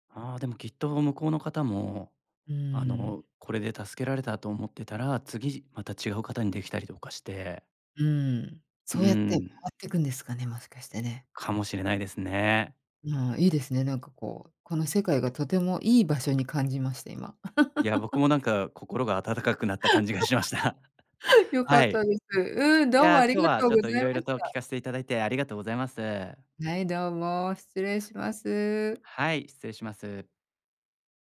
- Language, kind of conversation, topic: Japanese, podcast, 良いメンターの条件って何だと思う？
- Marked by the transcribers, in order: laugh; laugh; other noise